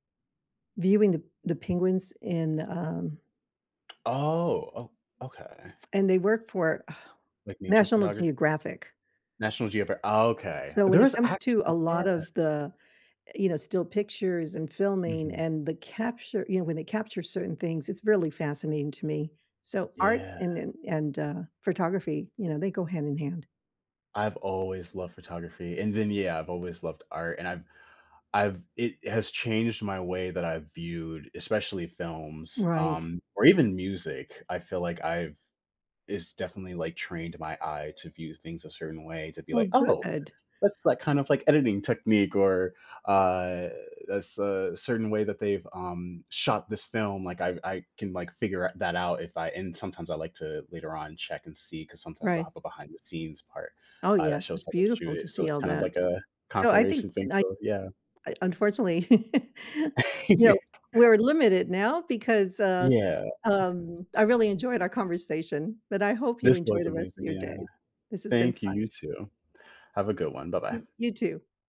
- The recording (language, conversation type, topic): English, unstructured, When did you feel proud of who you are?
- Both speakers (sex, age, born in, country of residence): female, 70-74, United States, United States; male, 25-29, United States, United States
- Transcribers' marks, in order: tapping; other background noise; chuckle; laugh; laughing while speaking: "Yeah"